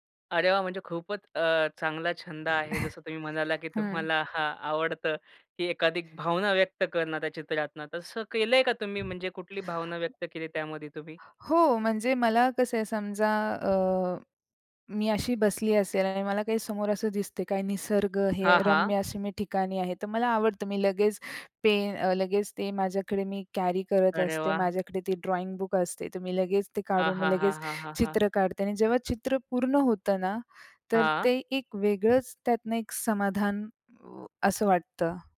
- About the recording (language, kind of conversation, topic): Marathi, podcast, तुम्हाला कोणता छंद सर्वात जास्त आवडतो आणि तो का आवडतो?
- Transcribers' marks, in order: chuckle; other background noise; tapping; in English: "कॅरी"; in English: "ड्रॉइंग बुक"